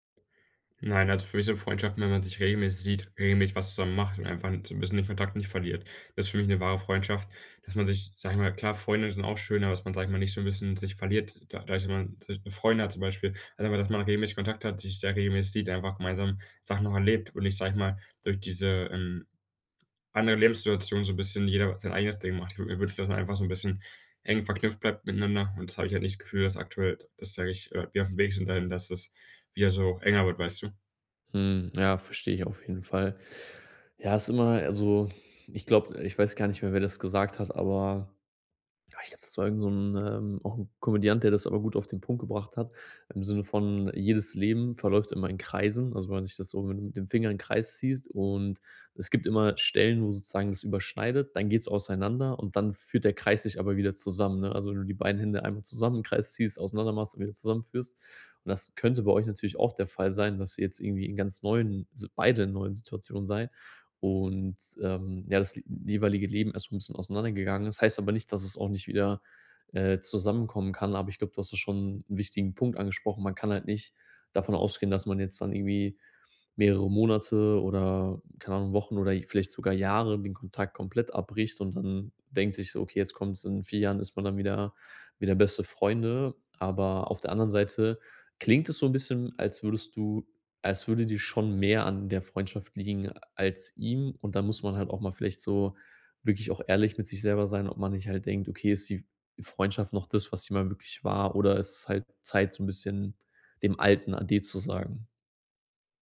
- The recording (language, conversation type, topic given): German, advice, Wie gehe ich am besten mit Kontaktverlust in Freundschaften um?
- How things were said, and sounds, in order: none